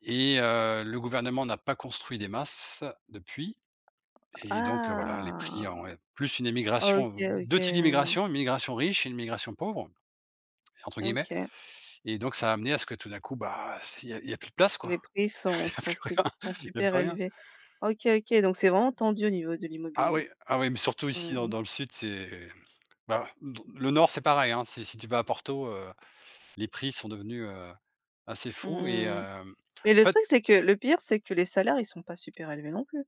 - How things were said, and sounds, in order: drawn out: "ah"; laughing while speaking: "Il y a plus rien"
- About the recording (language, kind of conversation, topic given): French, unstructured, Quelle activité te donne toujours un sentiment d’accomplissement ?
- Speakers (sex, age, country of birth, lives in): female, 35-39, Thailand, France; male, 45-49, France, Portugal